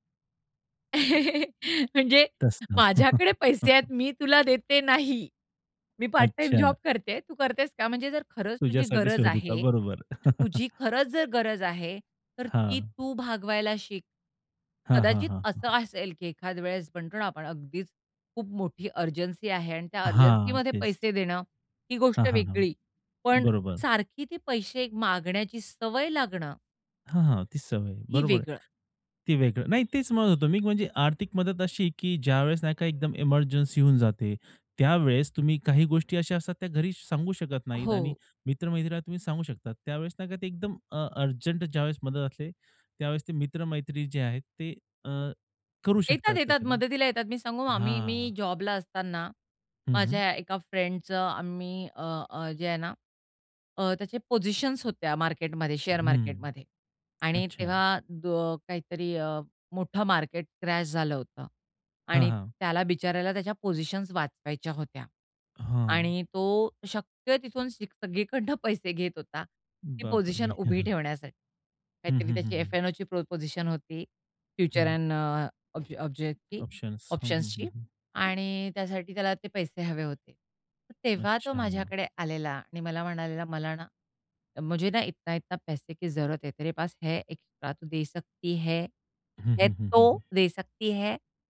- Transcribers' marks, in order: chuckle; laughing while speaking: "म्हणजे माझ्याकडे पैसे आहेत, मी तुला देते नाही"; door; chuckle; tapping; other background noise; chuckle; in English: "पोझिशन्स"; in English: "शेअर"; in English: "क्रॅश"; in English: "पोझिशन्स"; in English: "पोझिशन"; chuckle; in English: "पो पोझिशन"; in English: "ऑब्ज ऑब्जेक्टसची"; in Hindi: "मुझे ना इतना इतना पैसे … दे सकती है?"
- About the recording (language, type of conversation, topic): Marathi, podcast, कुटुंब आणि मित्र यांमधला आधार कसा वेगळा आहे?